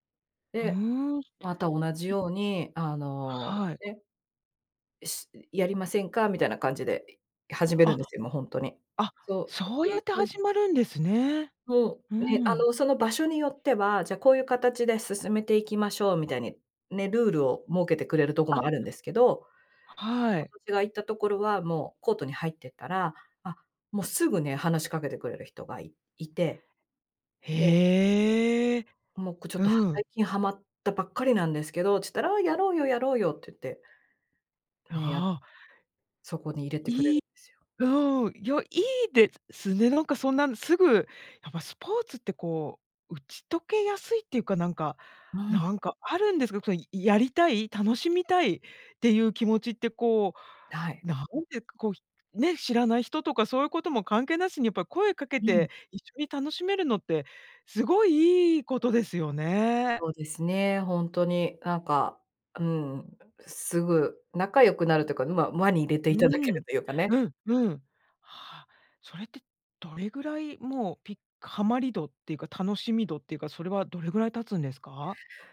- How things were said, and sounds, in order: unintelligible speech
- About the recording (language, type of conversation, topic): Japanese, podcast, 最近ハマっている遊びや、夢中になっている創作活動は何ですか？
- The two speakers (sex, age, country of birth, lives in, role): female, 45-49, Japan, United States, guest; female, 50-54, Japan, United States, host